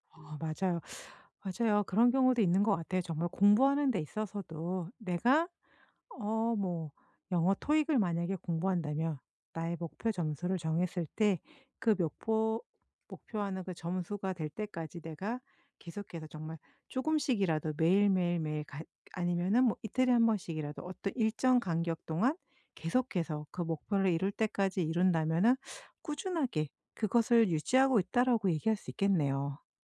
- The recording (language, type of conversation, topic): Korean, podcast, 요즘 꾸준함을 유지하는 데 도움이 되는 팁이 있을까요?
- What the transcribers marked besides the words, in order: "목표-" said as "묙포"